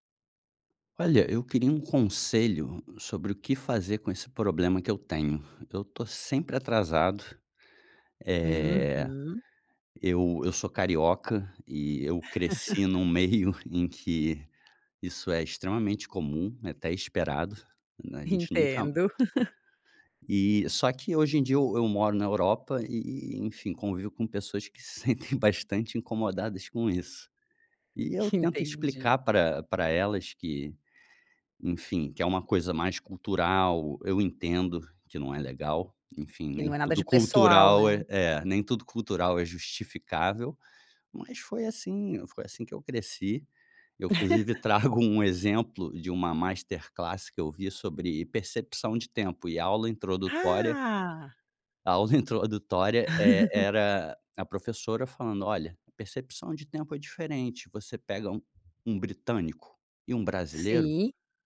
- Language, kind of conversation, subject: Portuguese, advice, Por que estou sempre atrasado para compromissos importantes?
- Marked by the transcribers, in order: laugh; other noise; chuckle; laugh; laugh